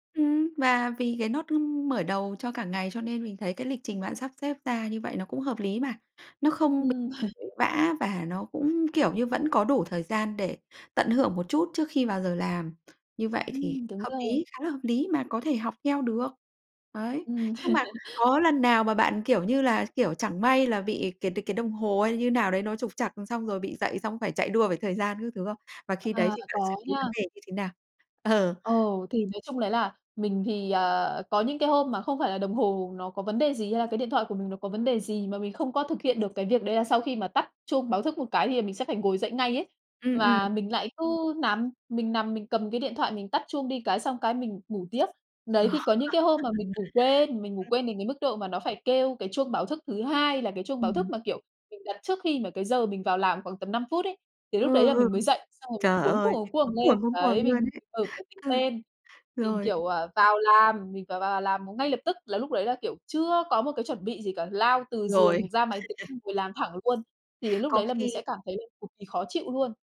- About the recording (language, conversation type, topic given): Vietnamese, podcast, Buổi sáng của bạn thường bắt đầu như thế nào?
- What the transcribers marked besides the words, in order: chuckle; chuckle; tapping; laughing while speaking: "Ờ"; chuckle; unintelligible speech